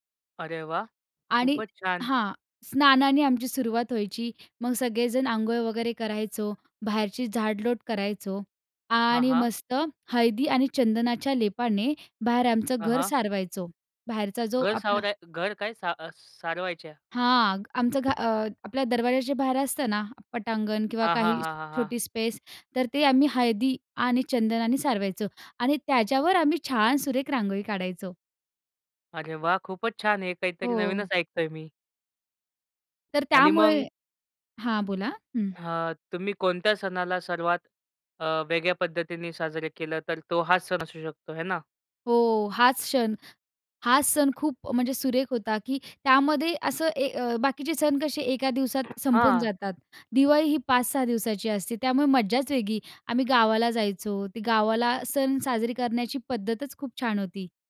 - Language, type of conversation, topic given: Marathi, podcast, तुमचे सण साजरे करण्याची खास पद्धत काय होती?
- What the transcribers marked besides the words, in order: other background noise; tapping; in English: "स्पेस"